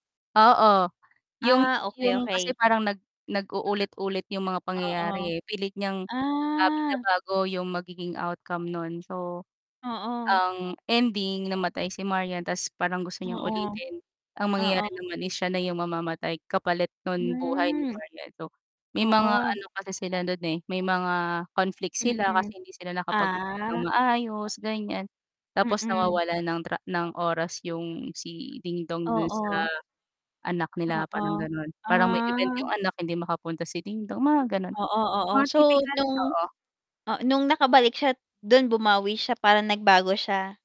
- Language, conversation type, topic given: Filipino, unstructured, Ano ang pinakanakakaantig na eksenang napanood mo?
- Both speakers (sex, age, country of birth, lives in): female, 25-29, Philippines, Philippines; female, 35-39, Philippines, Philippines
- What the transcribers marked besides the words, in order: distorted speech; tapping; static